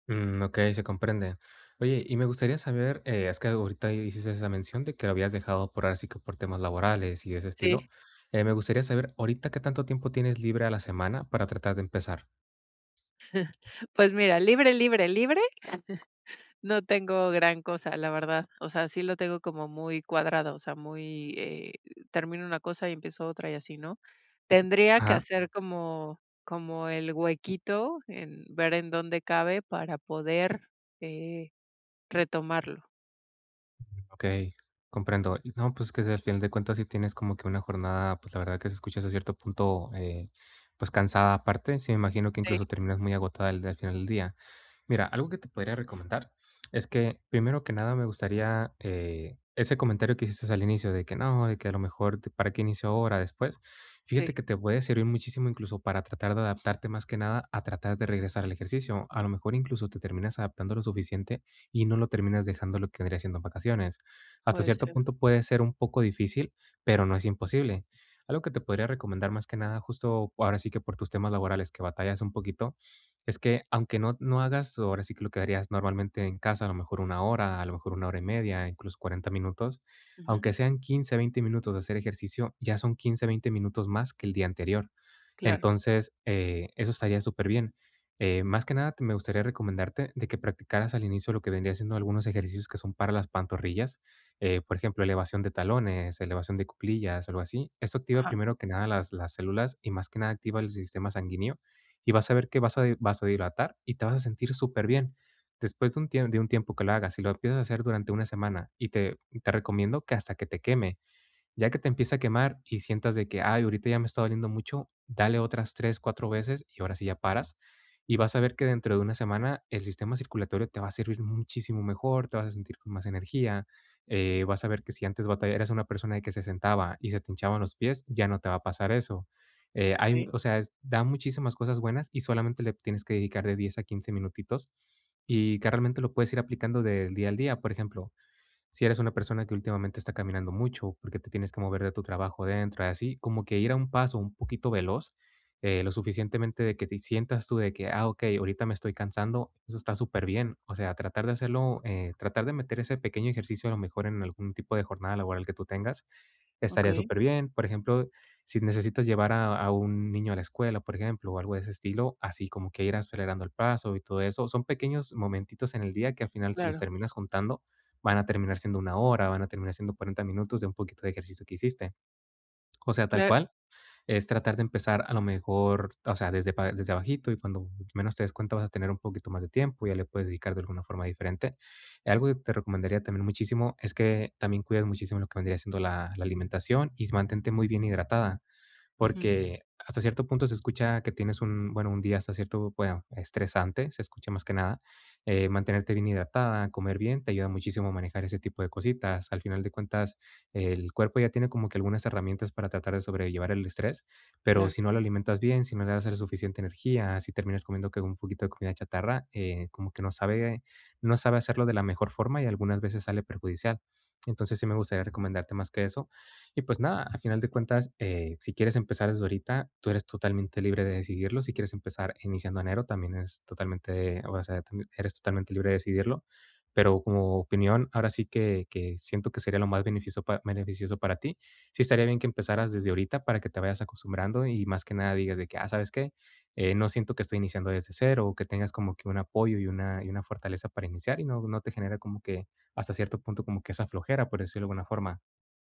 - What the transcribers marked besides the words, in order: chuckle; other background noise; tapping; chuckle; "hiciste" said as "hicistes"
- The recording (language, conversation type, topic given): Spanish, advice, ¿Cómo puedo superar el miedo y la procrastinación para empezar a hacer ejercicio?